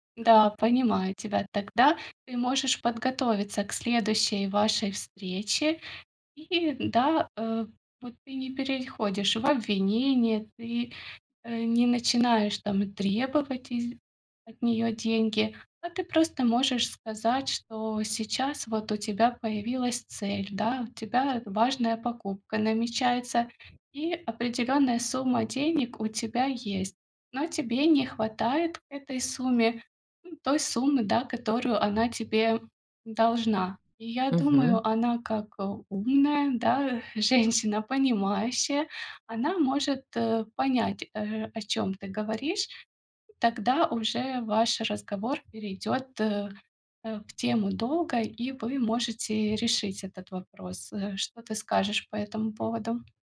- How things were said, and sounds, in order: "переходишь" said as "перейходишь"; other background noise; laughing while speaking: "женщина"; tapping
- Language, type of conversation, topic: Russian, advice, Как начать разговор о деньгах с близкими, если мне это неудобно?